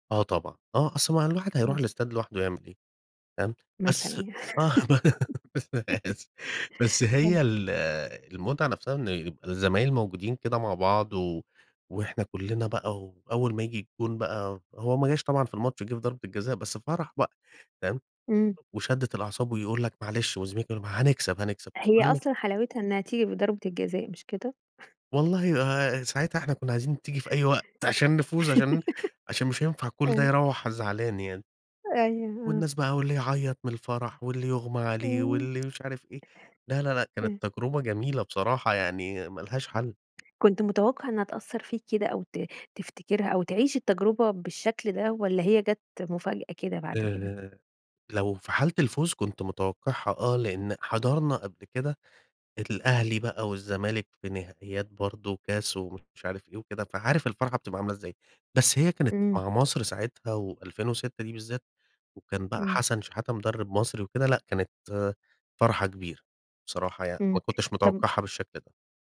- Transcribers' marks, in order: tapping; laugh; unintelligible speech; giggle; laugh
- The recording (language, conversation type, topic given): Arabic, podcast, ايه أحلى تجربة مشاهدة أثرت فيك ولسه فاكرها؟